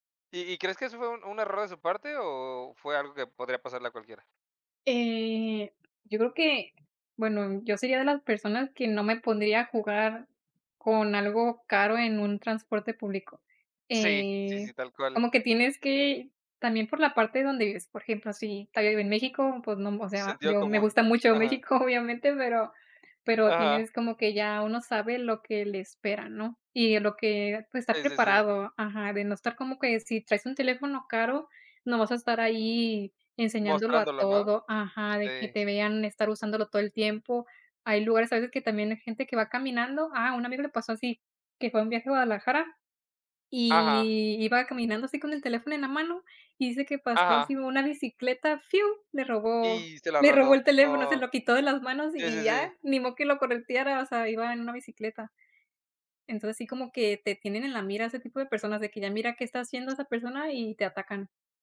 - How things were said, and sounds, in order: laughing while speaking: "obviamente"
- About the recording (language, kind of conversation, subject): Spanish, unstructured, ¿Alguna vez te han robado algo mientras viajabas?